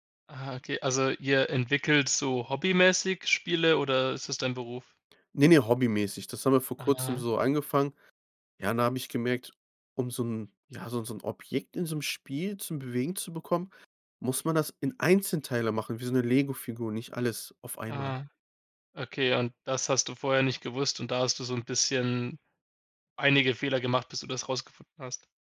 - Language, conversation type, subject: German, podcast, Welche Rolle spielen Fehler in deinem Lernprozess?
- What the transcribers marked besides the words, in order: none